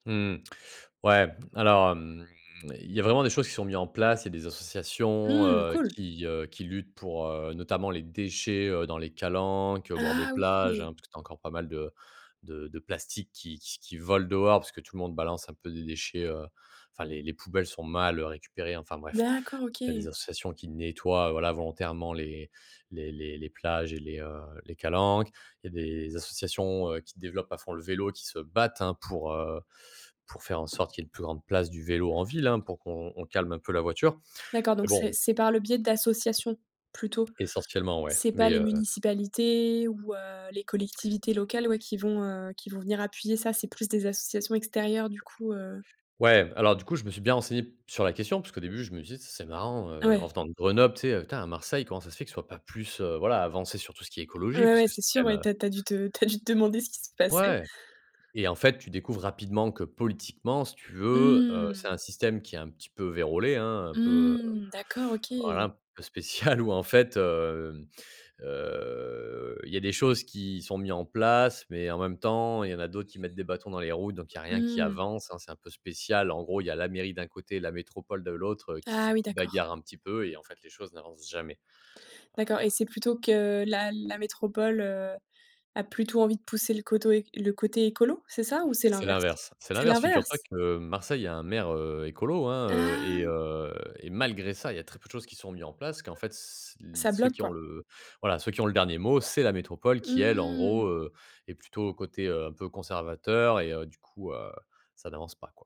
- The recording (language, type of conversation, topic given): French, podcast, Comment la ville pourrait-elle être plus verte, selon toi ?
- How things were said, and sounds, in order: tapping; stressed: "battent"; other background noise; laughing while speaking: "spécial"; drawn out: "heu"; "côté" said as "coto"; surprised: "C'est l'inverse ?"; stressed: "malgré"